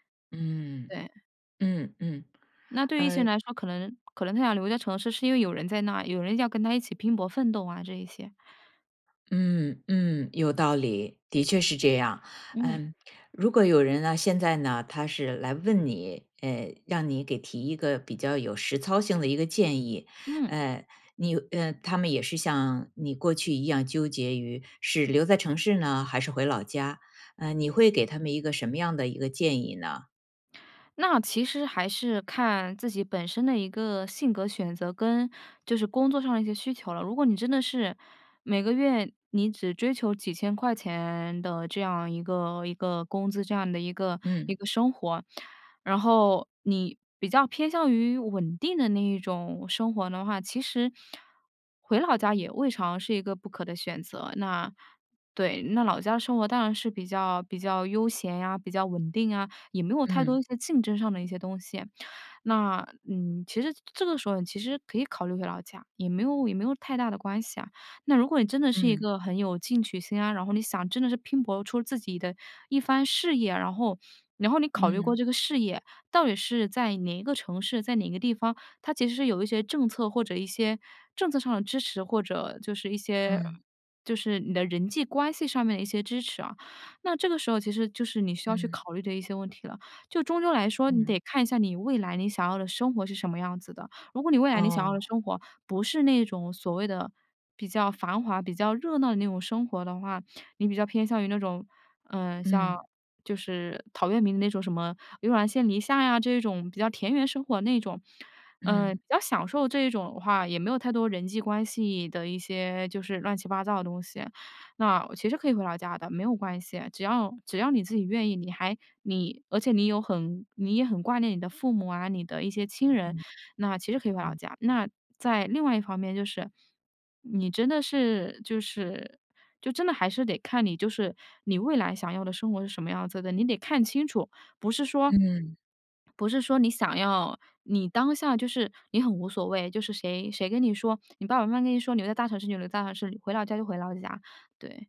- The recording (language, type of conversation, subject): Chinese, podcast, 你会选择留在城市，还是回老家发展？
- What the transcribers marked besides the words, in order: none